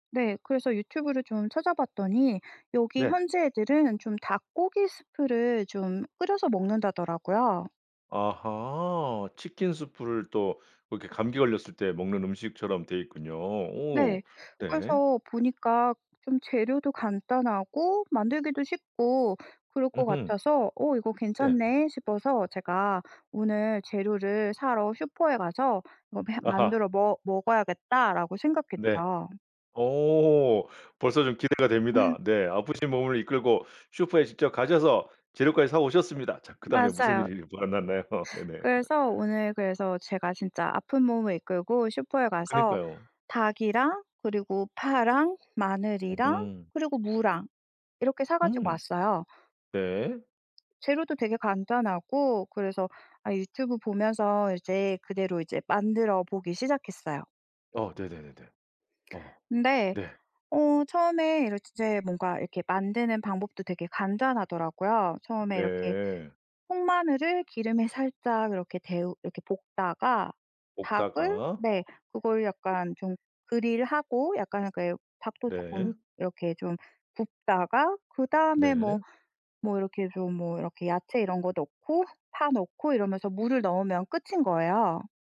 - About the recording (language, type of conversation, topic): Korean, podcast, 실패한 요리 경험을 하나 들려주실 수 있나요?
- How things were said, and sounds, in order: other background noise; laugh; laughing while speaking: "만났나요"; laugh